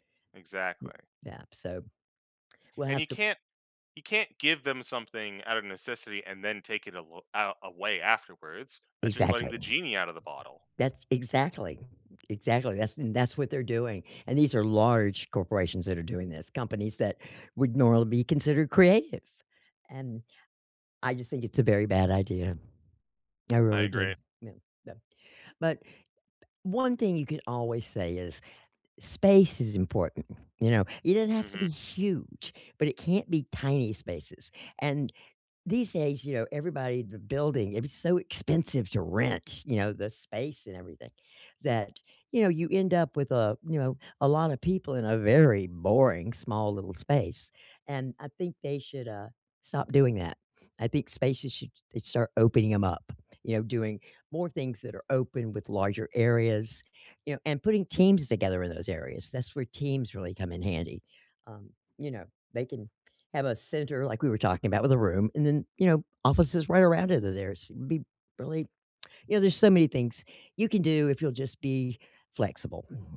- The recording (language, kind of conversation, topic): English, unstructured, What does your ideal work environment look like?
- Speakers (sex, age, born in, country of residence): female, 65-69, United States, United States; male, 35-39, United States, United States
- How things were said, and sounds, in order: tapping; stressed: "rent"